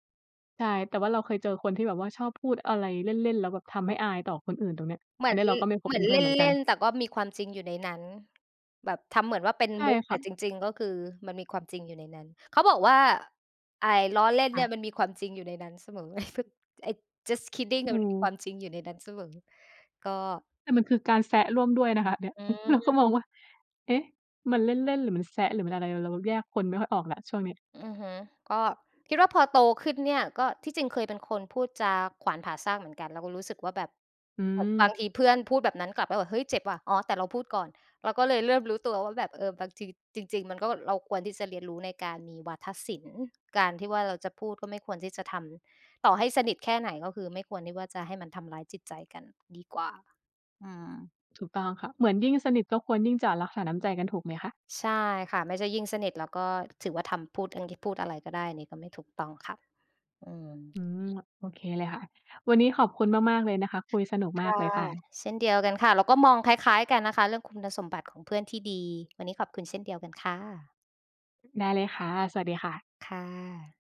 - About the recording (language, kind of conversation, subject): Thai, unstructured, เพื่อนที่ดีที่สุดของคุณเป็นคนแบบไหน?
- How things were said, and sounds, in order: other background noise; chuckle; in English: "just kidding"; laughing while speaking: "เราก็มองว่า"